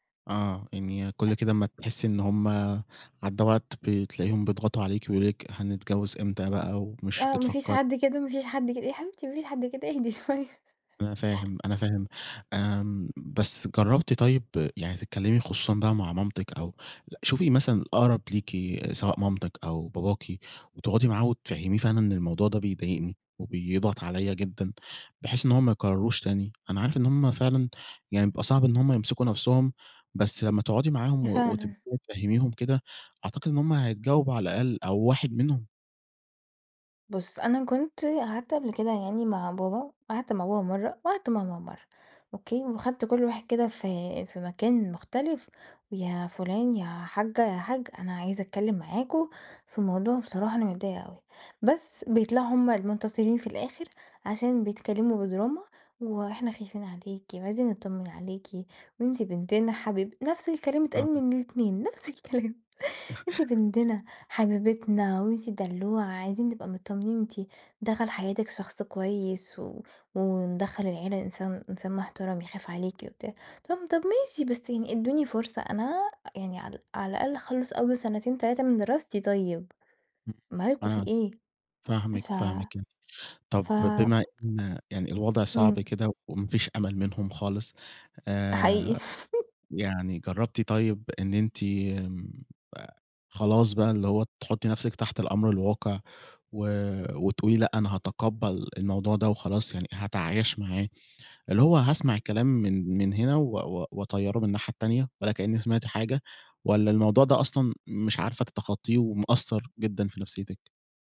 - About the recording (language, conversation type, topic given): Arabic, advice, إزاي أتعامل مع ضغط العيلة إني أتجوز في سن معيّن؟
- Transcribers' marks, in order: laughing while speaking: "يا حبيبتي ما فيش حد كده إيه؟ إهدي شوية"; other background noise; laugh; laughing while speaking: "نفْس الكلام"; tapping; laugh